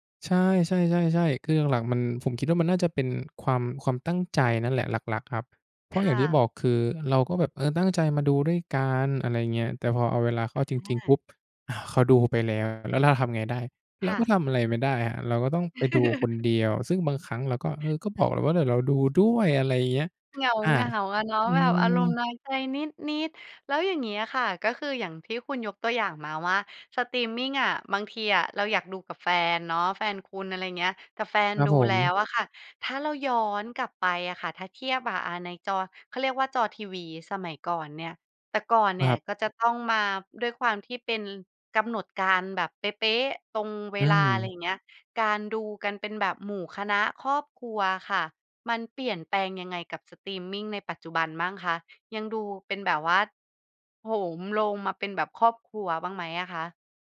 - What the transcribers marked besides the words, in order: tapping; chuckle; other background noise
- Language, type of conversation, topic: Thai, podcast, สตรีมมิ่งเปลี่ยนพฤติกรรมการดูทีวีของคนไทยไปอย่างไรบ้าง?